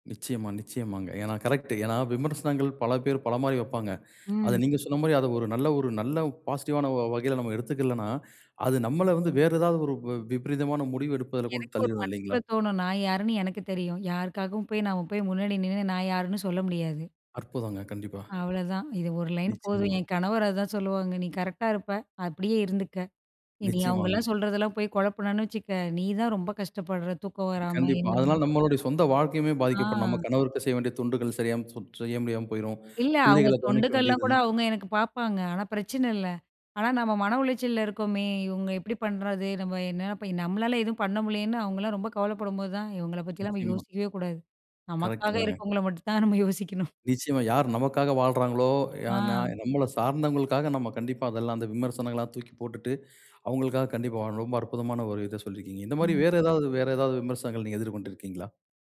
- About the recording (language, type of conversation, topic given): Tamil, podcast, விமர்சனங்களை நீங்கள் எப்படி எதிர்கொள்கிறீர்கள்?
- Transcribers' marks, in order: other background noise; chuckle